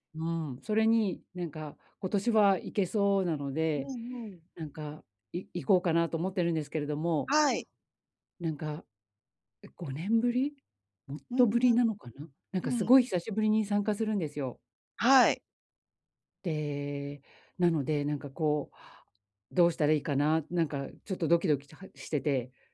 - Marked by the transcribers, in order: other background noise
- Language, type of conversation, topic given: Japanese, advice, 友人の集まりで孤立しないためにはどうすればいいですか？